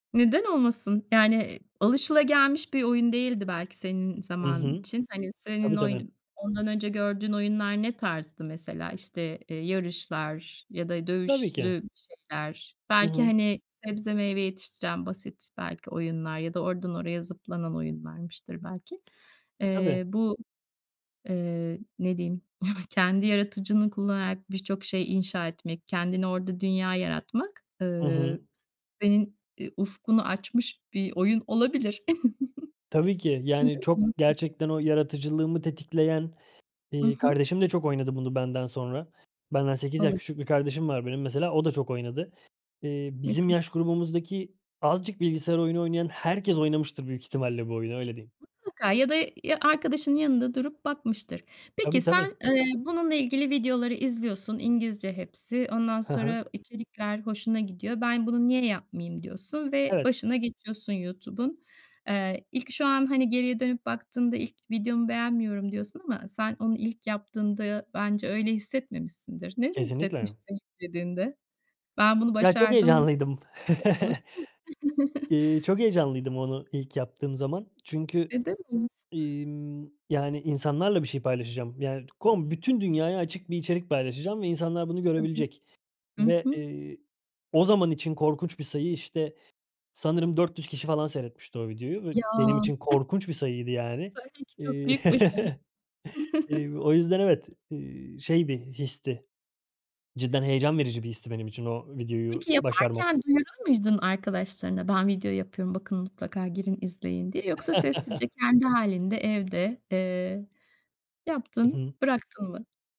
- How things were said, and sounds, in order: other background noise; snort; chuckle; chuckle; unintelligible speech; chuckle; chuckle
- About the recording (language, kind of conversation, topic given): Turkish, podcast, Yaratıcılığın tıkandığında onu nasıl yeniden ateşlersin?